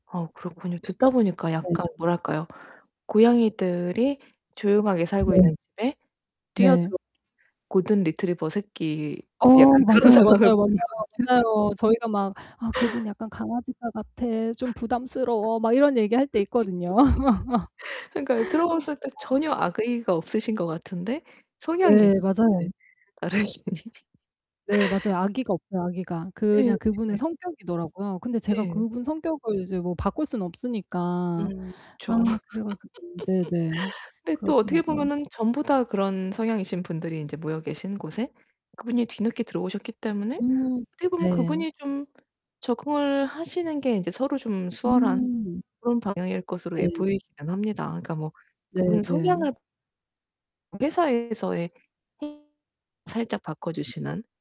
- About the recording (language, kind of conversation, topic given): Korean, advice, 어떻게 하면 더 잘 거절하고 건강한 경계를 분명하게 설정할 수 있을까요?
- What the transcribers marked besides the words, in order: distorted speech; tapping; laughing while speaking: "그런 상황을 보는 것 같은"; laugh; other background noise; laugh; laughing while speaking: "다르신"; laugh; laugh; background speech; unintelligible speech